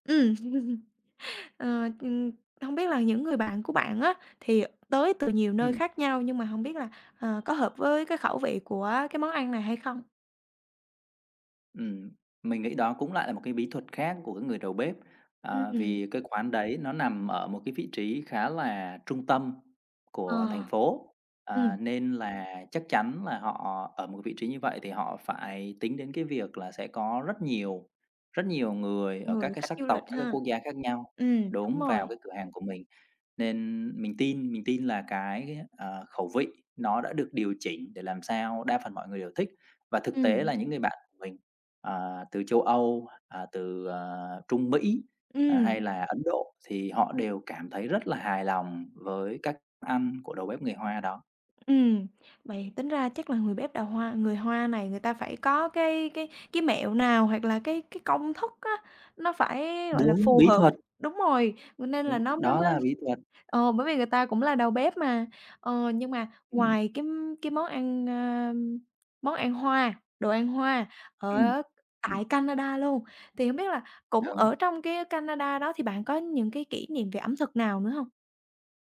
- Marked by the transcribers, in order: chuckle; other background noise; tapping; horn
- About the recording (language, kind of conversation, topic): Vietnamese, podcast, Bạn có thể kể về một kỷ niệm ẩm thực đáng nhớ của bạn không?